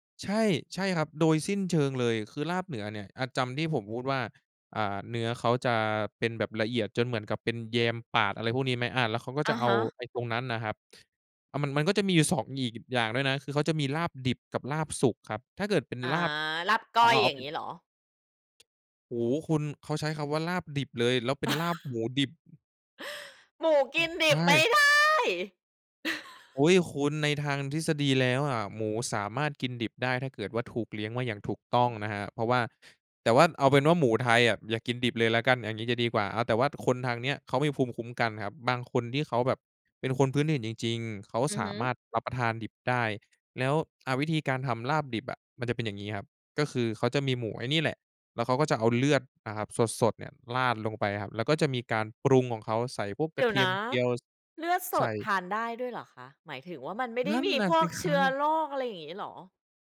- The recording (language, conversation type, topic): Thai, podcast, อาหารที่คุณเรียนรู้จากคนในบ้านมีเมนูไหนเด่นๆ บ้าง?
- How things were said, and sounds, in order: chuckle; stressed: "ได้"; chuckle